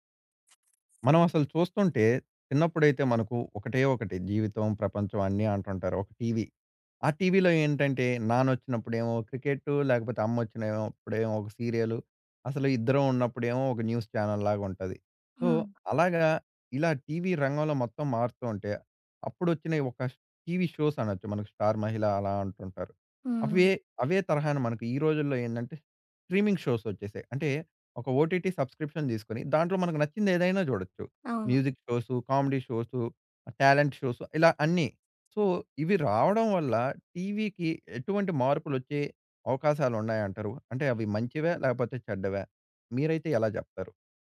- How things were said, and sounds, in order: other background noise; tapping; in English: "న్యూస్ ఛానెల్"; in English: "సో"; in English: "షోస్"; in English: "స్ట్రీమింగ్"; in English: "సబ్‌స్క్రిప్షన్"; in English: "మ్యూజిక్"; in English: "కామెడీ"; in English: "టాలెంట్ షోస్"; in English: "సో"
- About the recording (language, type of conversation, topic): Telugu, podcast, స్ట్రీమింగ్ షోస్ టీవీని ఎలా మార్చాయి అనుకుంటారు?